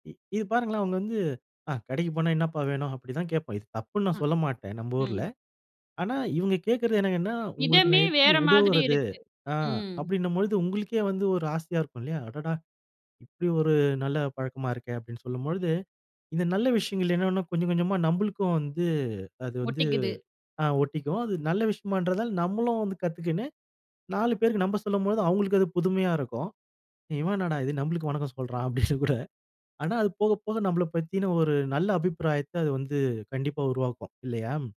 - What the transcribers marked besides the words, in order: chuckle
- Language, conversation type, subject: Tamil, podcast, புதிய நாட்டில் பழக்கங்களுக்கு நீங்கள் எப்படி ஒத்துப் பழகினீர்கள்?